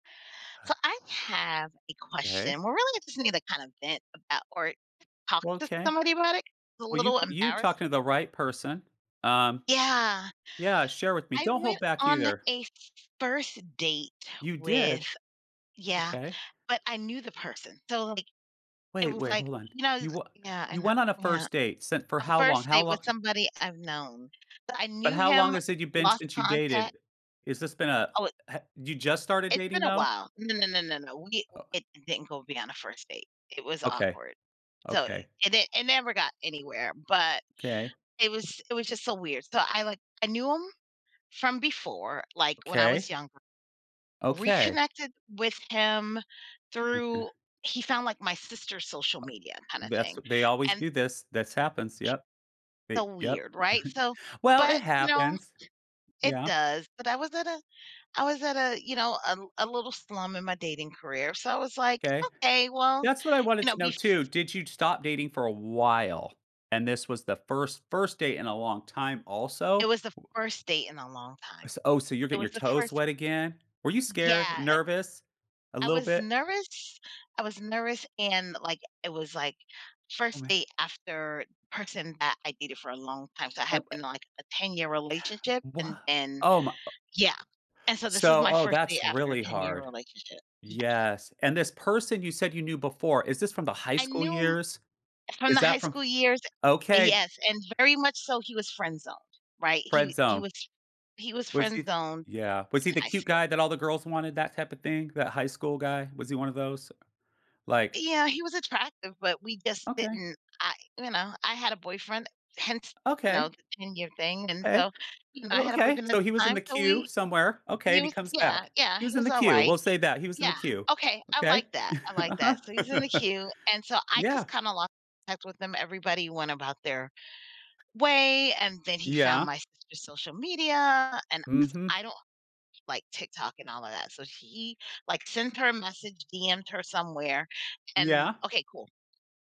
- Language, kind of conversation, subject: English, advice, How can I recover and move forward after an awkward first date?
- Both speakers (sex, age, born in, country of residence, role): female, 45-49, United States, United States, user; male, 50-54, United States, United States, advisor
- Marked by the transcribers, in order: tapping; other background noise; chuckle; unintelligible speech; chuckle